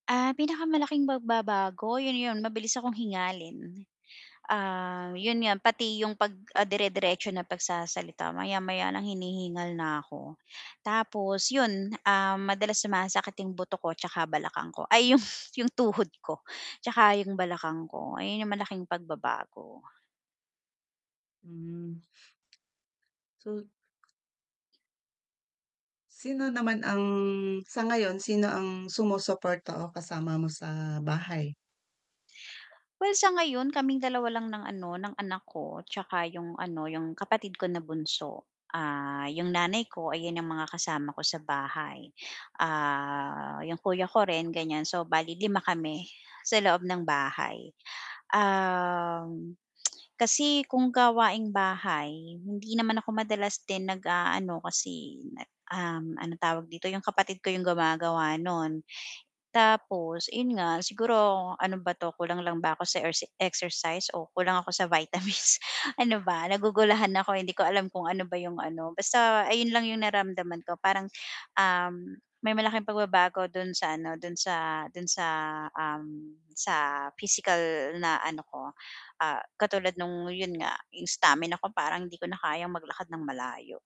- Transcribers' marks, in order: mechanical hum; chuckle; static; sniff; tapping; drawn out: "Ah"; tsk; chuckle
- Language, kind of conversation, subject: Filipino, advice, Paano ko mabubuo ang suporta na kailangan ko habang inaalagaan ko ang sarili ko?
- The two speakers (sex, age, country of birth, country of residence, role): female, 40-44, Philippines, Philippines, user; female, 50-54, Philippines, Philippines, advisor